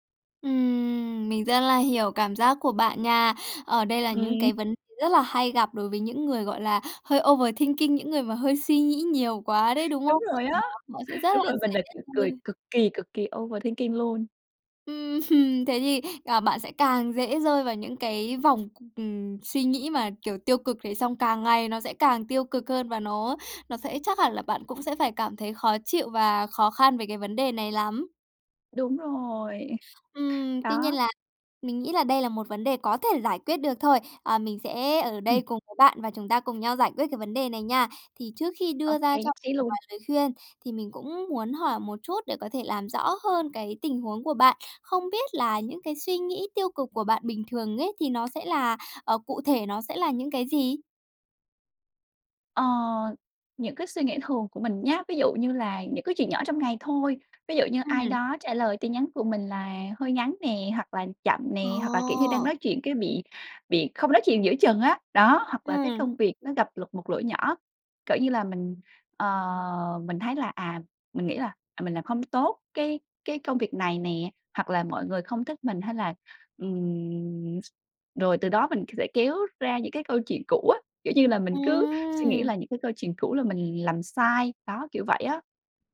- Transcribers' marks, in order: in English: "overthinking"; chuckle; unintelligible speech; in English: "overthinking"; laughing while speaking: "Ưm"; other background noise; tapping
- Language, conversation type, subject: Vietnamese, advice, Làm sao để dừng lại khi tôi bị cuốn vào vòng suy nghĩ tiêu cực?